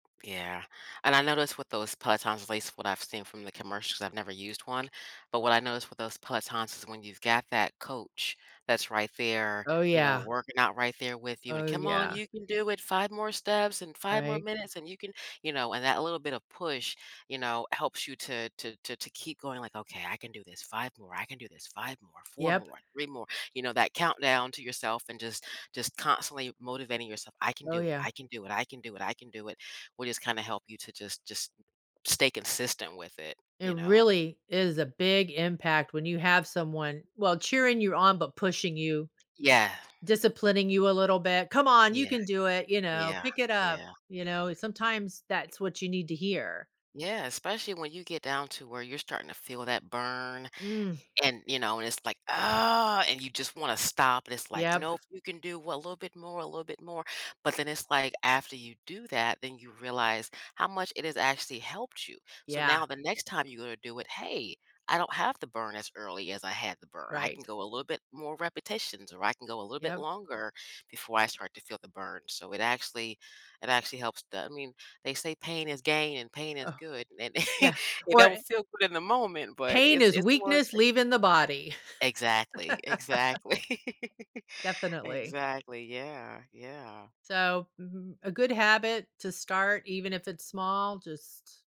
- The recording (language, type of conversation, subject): English, unstructured, What motivates people to stick with healthy habits like regular exercise?
- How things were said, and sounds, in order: tapping; other background noise; chuckle; laughing while speaking: "exactly"; laugh